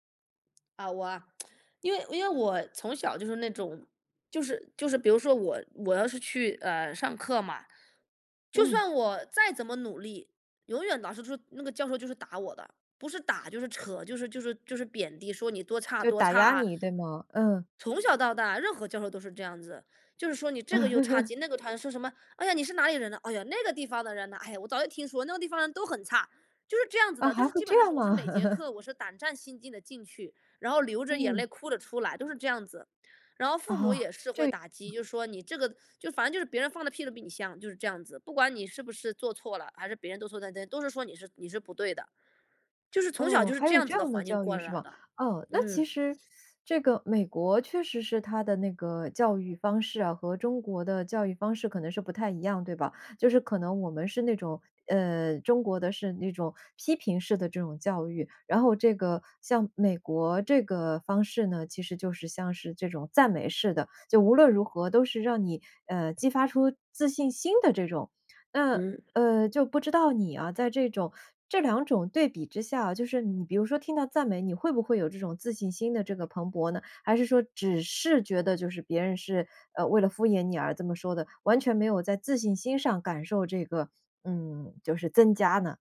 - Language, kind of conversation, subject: Chinese, advice, 为什么我收到赞美时很难接受，总觉得对方只是客套？
- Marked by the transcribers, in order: tsk; laugh; laugh; teeth sucking; other background noise